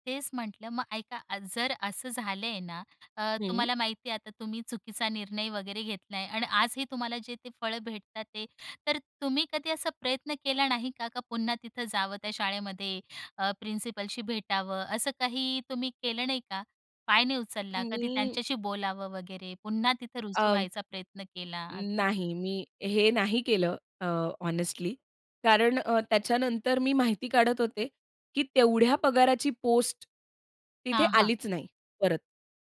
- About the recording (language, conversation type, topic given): Marathi, podcast, एखादा असा कोणता निर्णय आहे, ज्याचे फळ तुम्ही आजही अनुभवता?
- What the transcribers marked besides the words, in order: "भेटत आहेत" said as "भेटतातते"